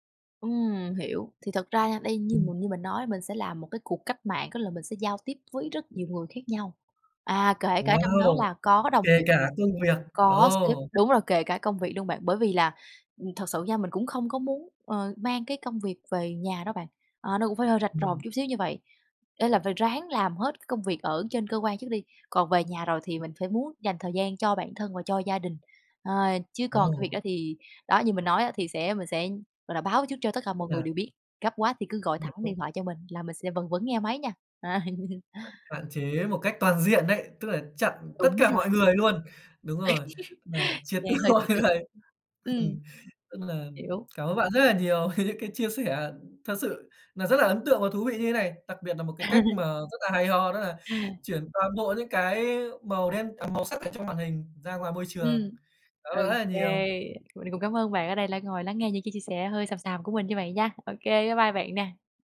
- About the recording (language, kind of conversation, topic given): Vietnamese, podcast, Bạn cân bằng giữa đời thực và đời ảo như thế nào?
- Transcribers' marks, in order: tapping; unintelligible speech; laugh; other background noise; laugh; laughing while speaking: "từ"; unintelligible speech; laughing while speaking: "về"; chuckle